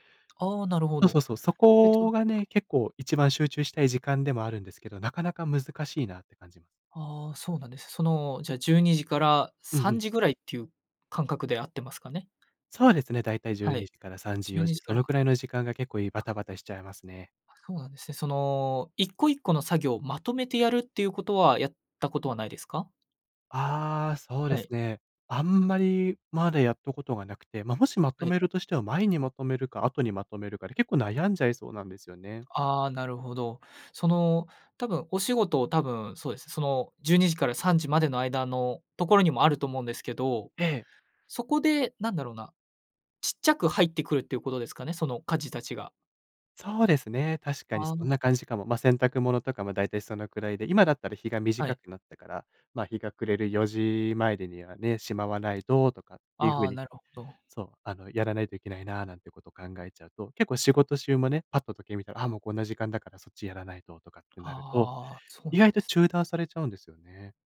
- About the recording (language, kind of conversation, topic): Japanese, advice, 集中するためのルーティンや環境づくりが続かないのはなぜですか？
- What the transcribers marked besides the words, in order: other noise